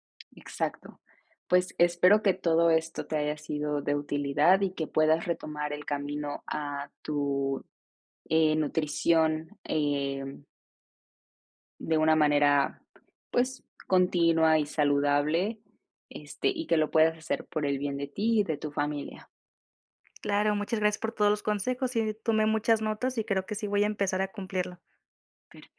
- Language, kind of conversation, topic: Spanish, advice, ¿Cómo puedo recuperar la motivación para cocinar comidas nutritivas?
- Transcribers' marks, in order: none